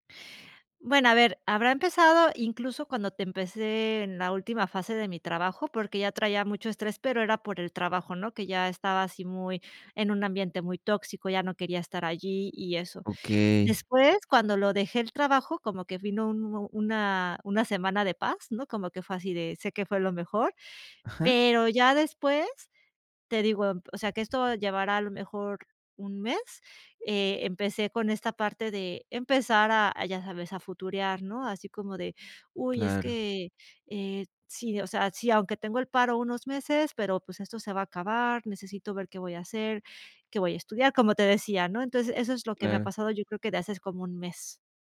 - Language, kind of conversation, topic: Spanish, advice, ¿Cómo puedo manejar el insomnio por estrés y los pensamientos que no me dejan dormir?
- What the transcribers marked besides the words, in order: none